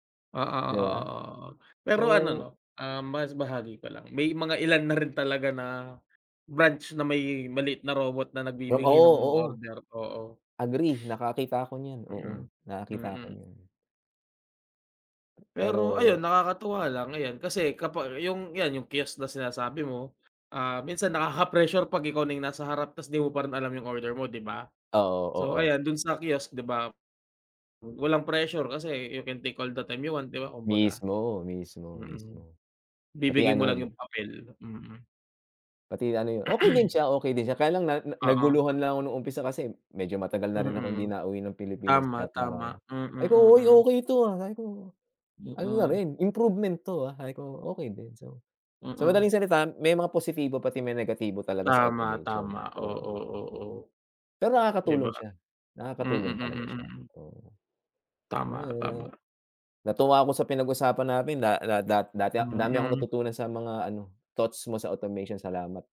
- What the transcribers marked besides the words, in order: laughing while speaking: "nagbibigay"; in English: "kiosk"; in English: "kiosk"; in English: "you can take all the time you want"; in English: "automation so"; in English: "automation"
- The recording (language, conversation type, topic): Filipino, unstructured, Ano ang nararamdaman mo kapag naiisip mong mawalan ng trabaho dahil sa awtomasyon?